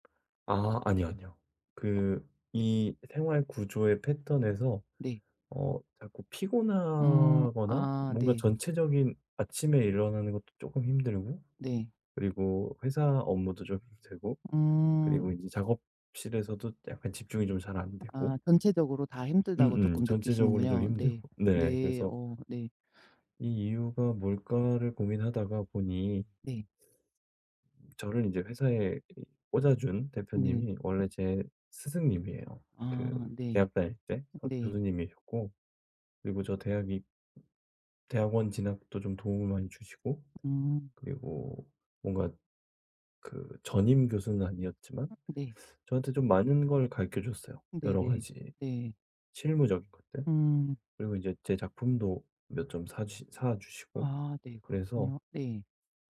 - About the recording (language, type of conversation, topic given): Korean, advice, 에너지와 시간의 한계를 어떻게 부드럽고도 명확하게 알릴 수 있을까요?
- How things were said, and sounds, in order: tapping; other background noise